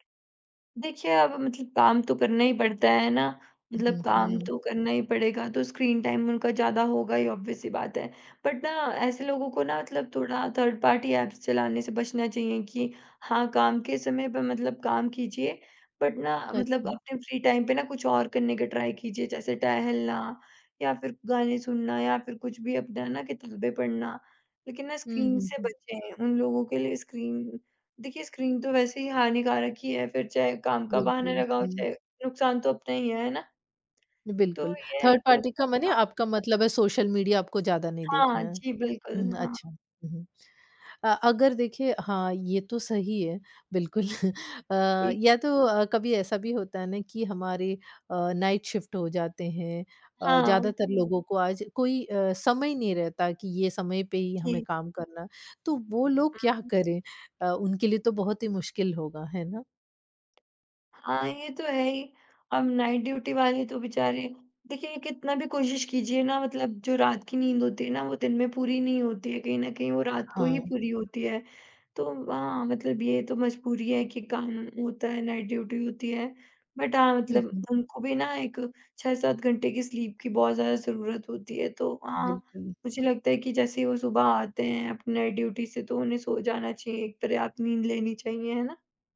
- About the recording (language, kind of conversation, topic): Hindi, podcast, सुबह जल्दी उठने की कोई ट्रिक बताओ?
- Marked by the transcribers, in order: tapping; other background noise; in English: "स्क्रीन टाइम"; in English: "ऑब्वियस"; in English: "बट"; in English: "थर्ड पार्टी ऐप्स"; in English: "बट"; in English: "फ्री टाइम"; in English: "ट्राई"; in English: "स्क्रीन"; in English: "स्क्रीन"; in English: "स्क्रीन"; in English: "थर्ड पार्टी"; unintelligible speech; laughing while speaking: "बिल्कुल"; in English: "नाइट शिफ्ट"; background speech; in English: "नाइट ड्यूटी"; in English: "नाइट ड्यूटी"; in English: "बट"; in English: "स्लीप"; in English: "नाइट ड्यूटी"